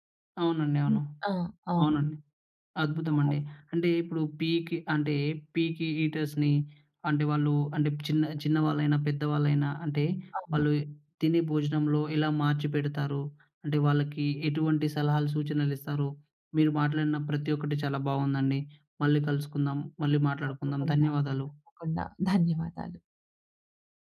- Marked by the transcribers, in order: in English: "పీకి"; in English: "పీకి ఈటర్స్‌ని"
- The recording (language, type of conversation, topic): Telugu, podcast, పికీగా తినేవారికి భోజనాన్ని ఎలా సరిపోయేలా మార్చాలి?